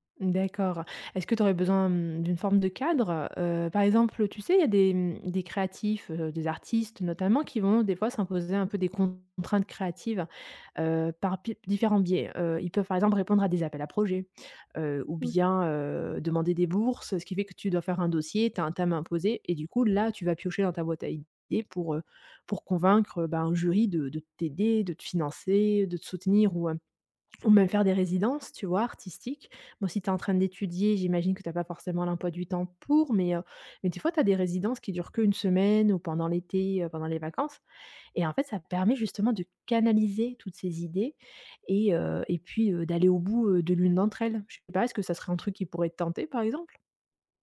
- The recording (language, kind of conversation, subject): French, advice, Comment choisir une idée à développer quand vous en avez trop ?
- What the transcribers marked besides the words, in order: stressed: "pour"